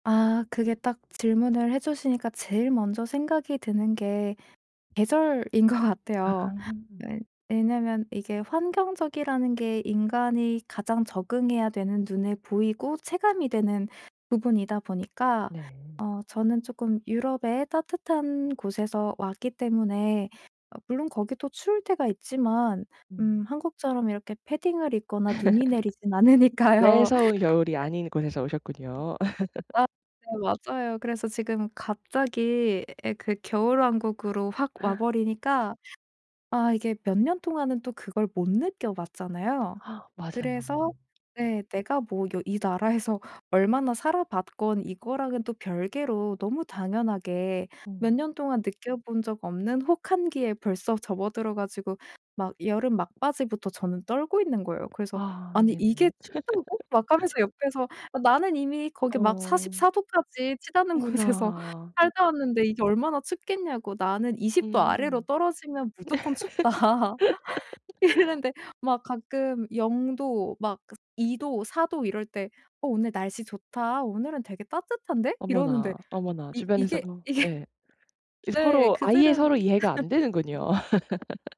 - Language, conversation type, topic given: Korean, advice, 새로운 사회환경에서 어떻게 제 자신을 지킬 수 있을까요?
- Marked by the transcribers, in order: other background noise; laughing while speaking: "계절인 것"; tapping; laugh; laughing while speaking: "않으니까요"; other noise; laugh; gasp; laugh; laughing while speaking: "곳에서"; laugh; laughing while speaking: "춥다. 이랬는데"; laughing while speaking: "이게"; laugh